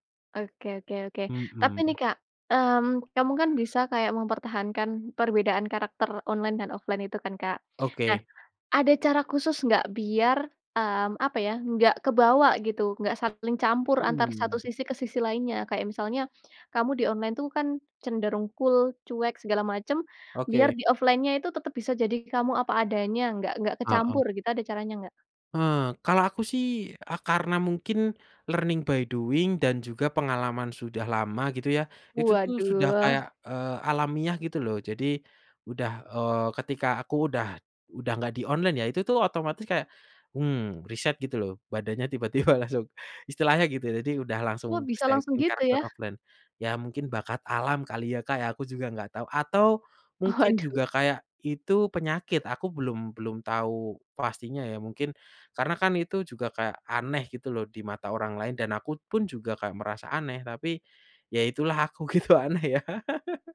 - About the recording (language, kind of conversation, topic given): Indonesian, podcast, Pernah nggak kamu merasa seperti bukan dirimu sendiri di dunia online?
- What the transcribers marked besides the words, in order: in English: "offline"; in English: "cool"; in English: "offline-nya"; background speech; other background noise; in English: "learning by doing"; laughing while speaking: "tiba langsung"; in English: "stay in"; in English: "offline"; tapping; laughing while speaking: "Waduh"; laughing while speaking: "gitu aneh ya"; laugh